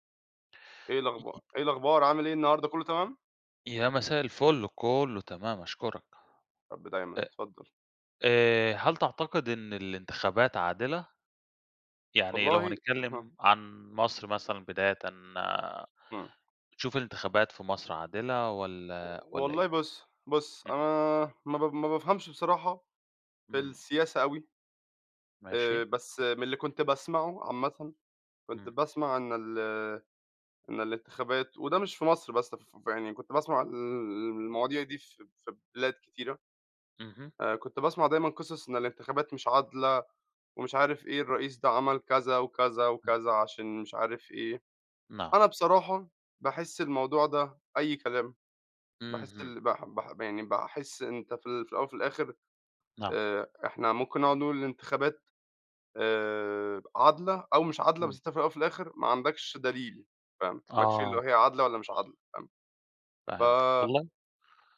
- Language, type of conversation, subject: Arabic, unstructured, هل شايف إن الانتخابات بتتعمل بعدل؟
- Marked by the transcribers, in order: other noise; other background noise